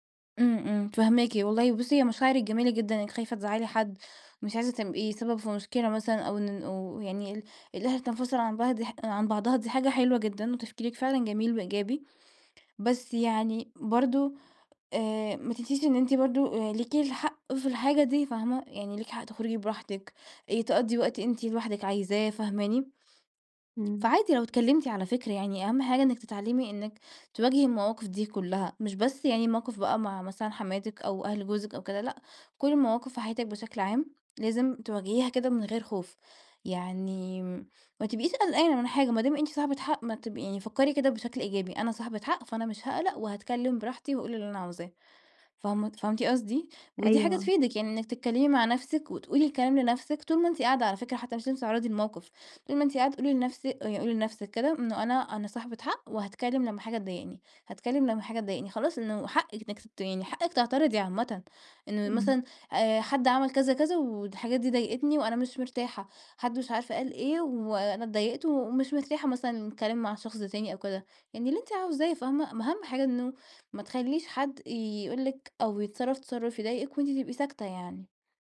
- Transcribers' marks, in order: none
- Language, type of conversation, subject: Arabic, advice, إزاي أبطل أتجنب المواجهة عشان بخاف أفقد السيطرة على مشاعري؟